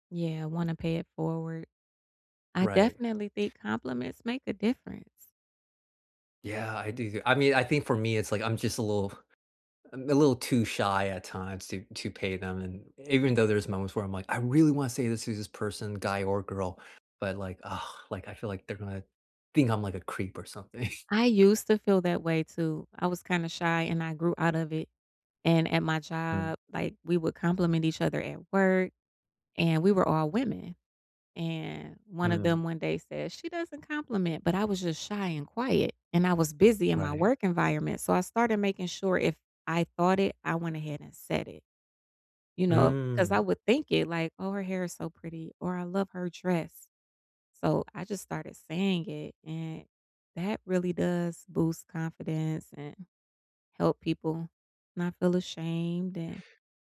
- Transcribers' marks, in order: sigh; laughing while speaking: "something"
- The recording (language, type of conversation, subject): English, unstructured, Why do I feel ashamed of my identity and what helps?